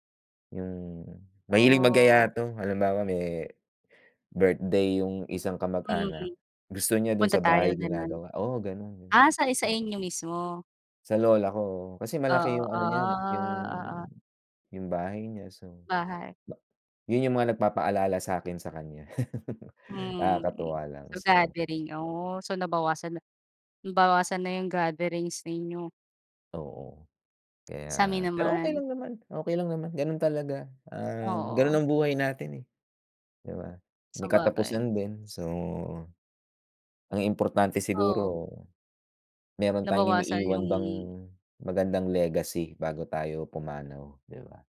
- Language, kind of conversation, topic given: Filipino, unstructured, Paano mo hinaharap ang pagkawala ng mahal sa buhay?
- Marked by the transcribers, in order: laugh